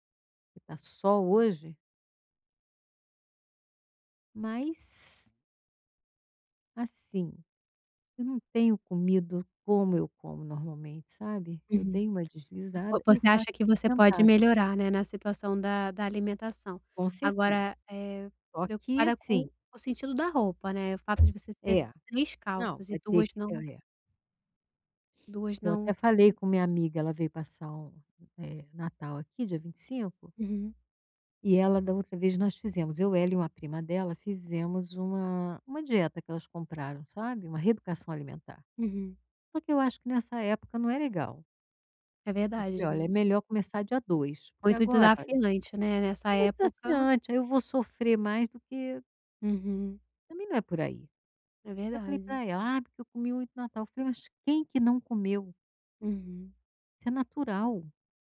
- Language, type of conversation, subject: Portuguese, advice, Como posso escolher roupas que me vistam bem?
- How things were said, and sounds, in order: tapping; other noise